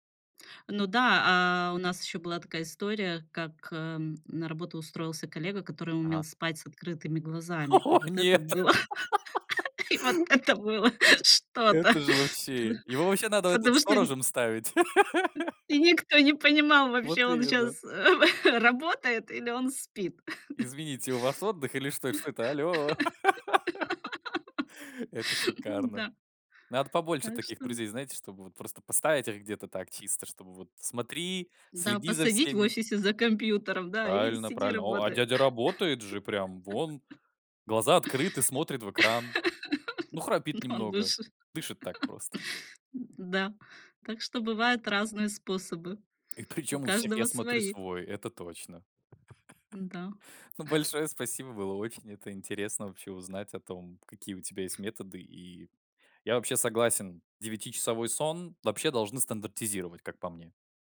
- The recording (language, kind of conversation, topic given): Russian, podcast, Что помогает переключиться и отдохнуть по‑настоящему?
- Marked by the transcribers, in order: laugh; laughing while speaking: "Нет"; laugh; laughing while speaking: "и вот это было что-то"; laughing while speaking: "и никто не понимал вообще, он щас, э работает или он спит"; laugh; chuckle; laugh; laugh; chuckle; laughing while speaking: "Ну, он лучше"; chuckle; other background noise; laughing while speaking: "причем"; tapping; chuckle